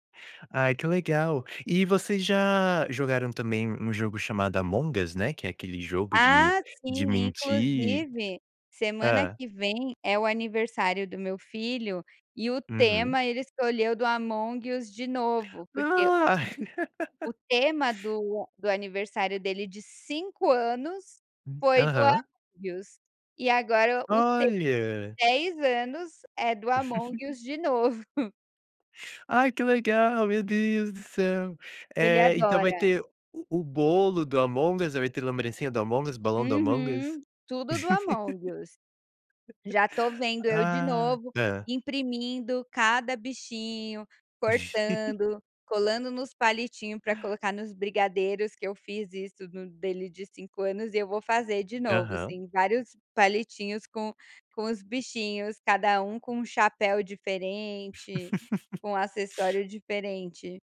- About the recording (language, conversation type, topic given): Portuguese, podcast, Como cada geração na sua família usa as redes sociais e a tecnologia?
- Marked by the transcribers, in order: laugh; laugh; chuckle; laugh; laugh; laugh